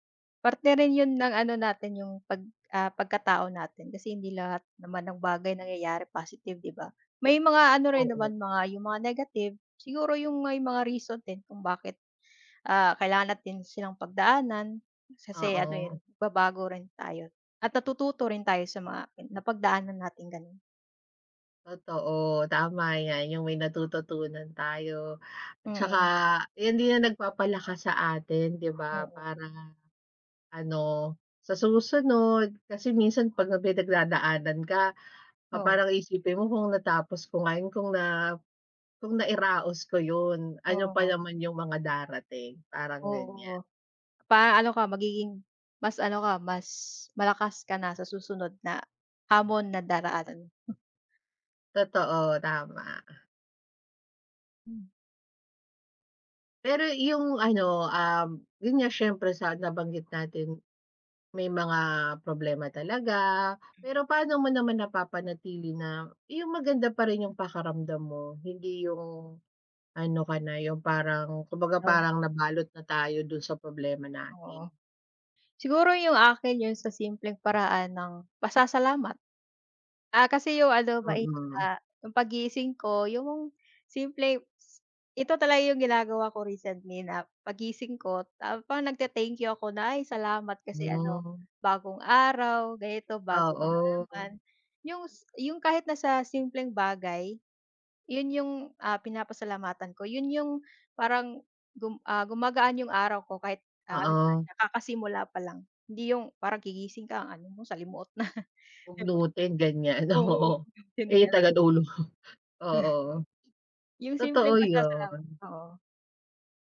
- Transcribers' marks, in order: tapping; scoff; chuckle; scoff
- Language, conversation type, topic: Filipino, unstructured, Ano ang huling bagay na nagpangiti sa’yo ngayong linggo?